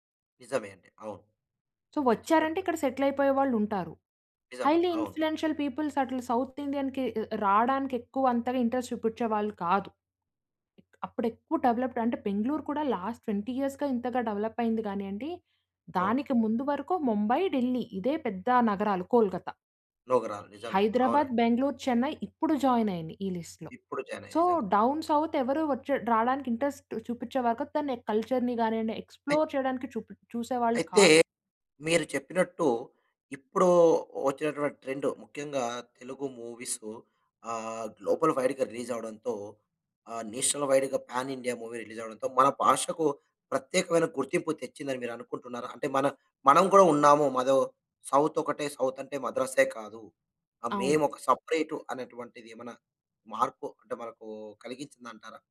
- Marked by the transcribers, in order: in English: "సో"; in English: "హైలీ ఇన్‌ఫ్లుయెన్షియల్ పీపుల్స్"; in English: "సౌత్ ఇండియన్‌కి"; in English: "ఇంట్రస్ట్"; in English: "డవలప్‌డ్"; in English: "లాస్ట్ ట్వెంటీ ఇయర్స్‌గా"; "నగరాలు" said as "నుగరాలు"; horn; in English: "లిస్ట్‌లో. సో, డౌన్"; in English: "ఇంట్రస్ట్"; in English: "కల్చర్‌ని"; in English: "ఎక్స్‌ప్లోర్"; in English: "గ్లోబల్"; in English: "నేషనల్"; in English: "పాన్ ఇండియా మూవీ"; tapping
- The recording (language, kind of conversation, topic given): Telugu, podcast, మీ ప్రాంతీయ భాష మీ గుర్తింపుకు ఎంత అవసరమని మీకు అనిపిస్తుంది?